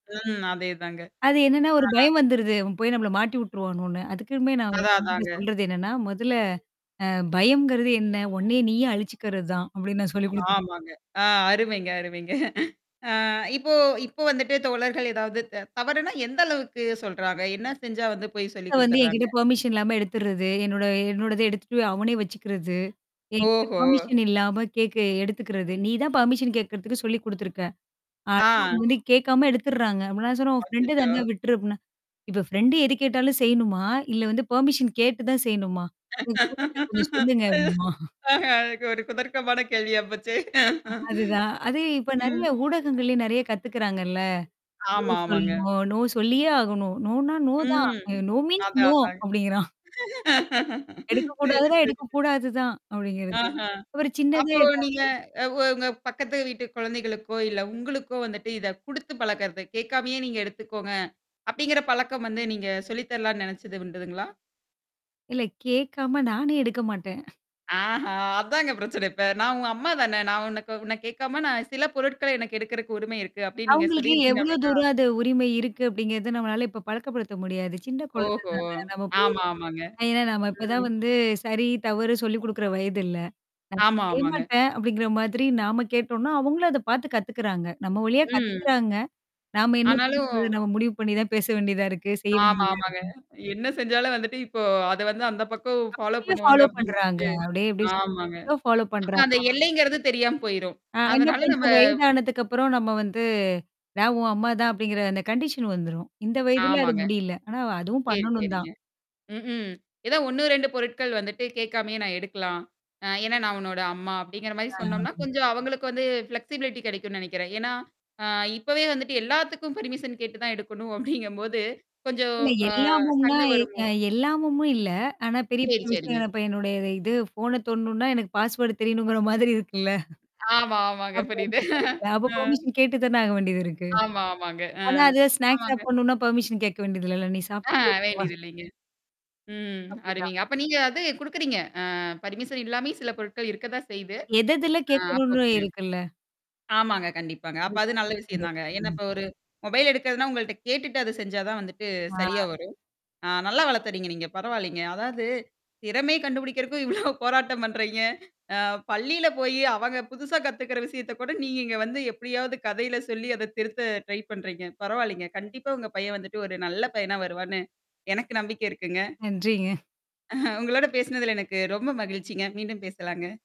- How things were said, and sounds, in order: static; other background noise; chuckle; in English: "பெர்மிஷன்"; distorted speech; in English: "பெர்மிஷன்"; in English: "பெர்மிஷன்"; in English: "ஃப்ரெண்ட்"; in English: "ஃப்ரெண்ட்"; in English: "பெர்மிஷன்"; other noise; laugh; chuckle; laugh; in English: "நோ"; in English: "நோ, நோ"; in English: "நோனா நோ"; drawn out: "ம்"; in English: "நோ மீன்ஸ் நோ"; chuckle; laugh; mechanical hum; tapping; in English: "ஃபாலோ"; in English: "ஃபாலோ"; unintelligible speech; in English: "ஃபாலோ"; in English: "கண்டிஷன்"; in English: "ஃப்ளெக்ஸிபிலிட்டி"; in English: "பர்மிஷன்"; laughing while speaking: "அப்டிங்கும்போது"; in English: "பாஸ்வர்ட்"; laughing while speaking: "தெரியணுங்கிற மாதிரி இருக்குல்ல"; in English: "பர்மிஷன்"; laugh; in English: "ஸ்நாக்ஸ்"; in English: "பர்மிஷன்"; in English: "மொபைல்"; laughing while speaking: "இவ்வளோ"; in English: "ட்ரை"; laughing while speaking: "அஹ"
- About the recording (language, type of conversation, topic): Tamil, podcast, குழந்தைகளுக்கு சுய அடையாள உணர்வை வளர்க்க நீங்கள் என்ன செய்கிறீர்கள்?